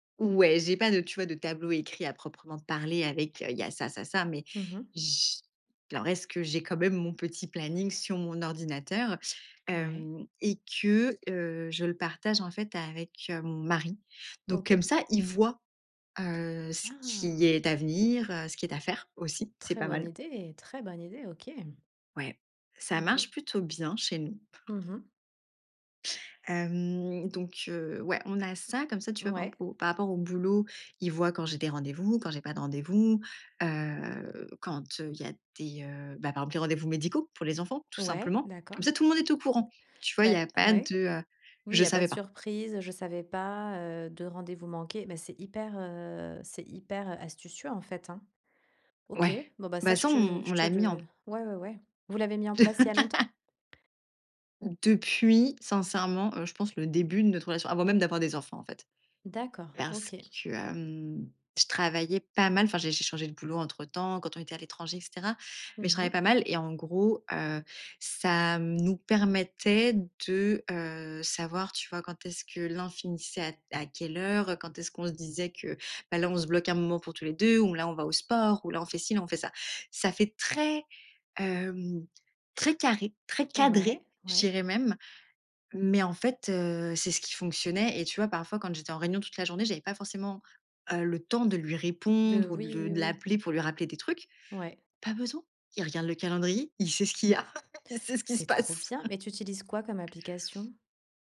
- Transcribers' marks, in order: other background noise; tapping; laugh; stressed: "cadré"; laugh; laughing while speaking: "il sait ce qui se passe"
- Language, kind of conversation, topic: French, podcast, Comment maintenir une routine quand on a une famille ?